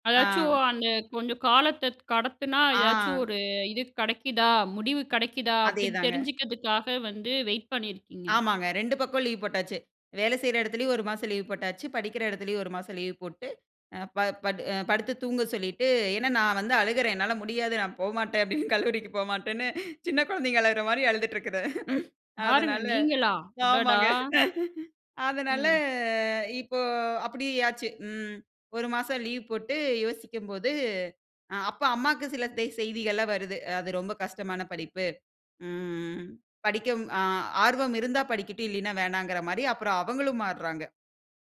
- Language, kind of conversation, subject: Tamil, podcast, உங்களுக்கு முன்னேற்றம் முக்கியமா, அல்லது மனஅமைதி முக்கியமா?
- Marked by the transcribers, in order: other background noise; laughing while speaking: "அப்டின்னு கல்லூரிக்கு போமாட்டேன்னு சின்ன குழந்தைங்க அழகுற மாரி அழுதுட்டு இருக்குது. அதனால, ஆமாங்க"; drawn out: "அதுனால"